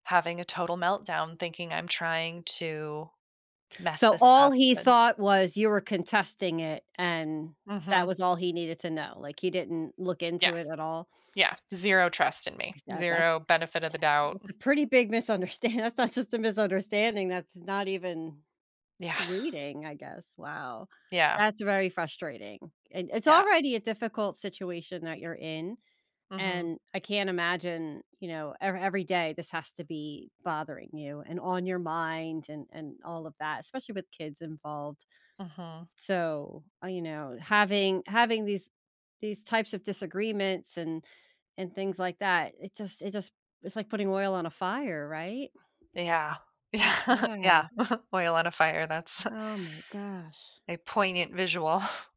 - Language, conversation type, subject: English, advice, How can I reduce stress and improve understanding with my partner?
- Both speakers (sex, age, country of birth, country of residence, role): female, 40-44, United States, United States, user; female, 50-54, United States, United States, advisor
- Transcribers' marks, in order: laughing while speaking: "misunderstand that's not just"; tapping; other background noise; laughing while speaking: "yeah"; chuckle; sigh